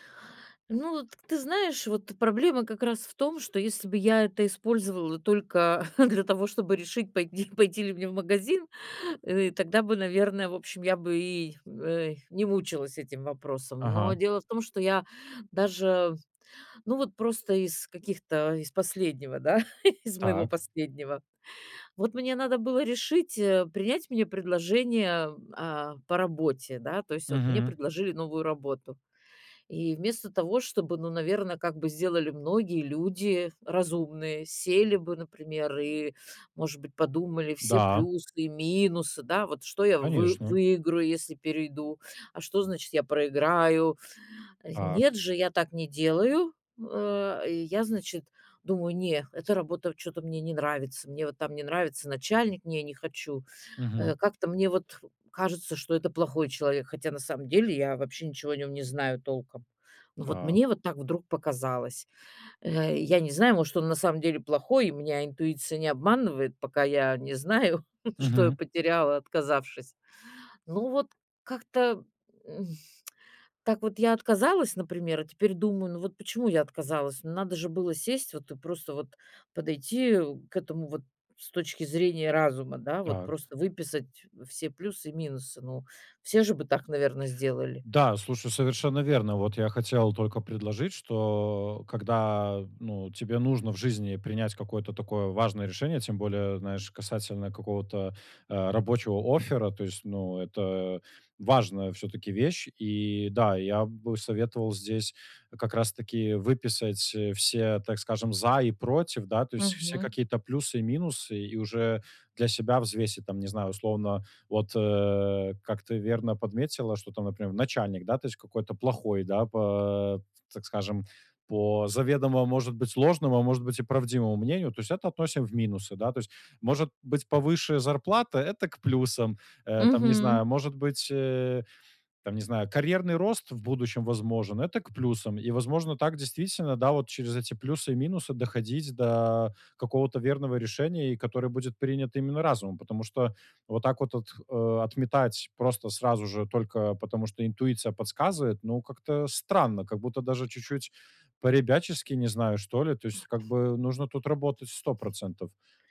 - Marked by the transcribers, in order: chuckle; laughing while speaking: "пойти"; chuckle; chuckle; laughing while speaking: "знаю"; chuckle; tsk; other background noise
- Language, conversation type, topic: Russian, advice, Как мне лучше сочетать разум и интуицию при принятии решений?